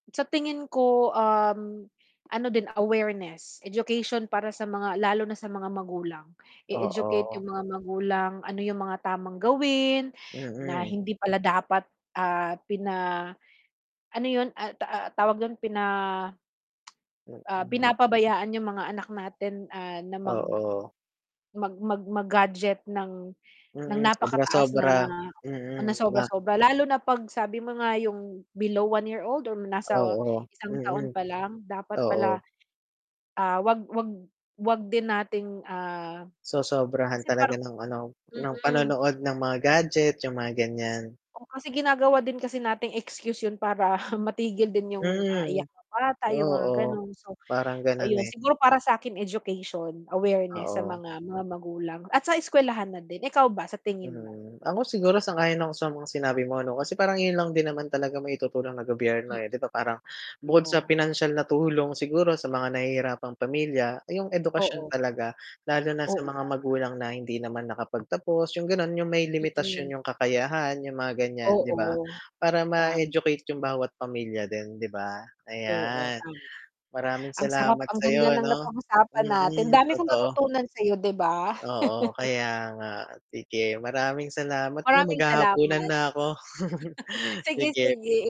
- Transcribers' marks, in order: lip smack; static; chuckle; chuckle; laugh
- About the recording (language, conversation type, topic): Filipino, unstructured, Paano mo ilalarawan ang kahalagahan ng pamilya sa ating lipunan?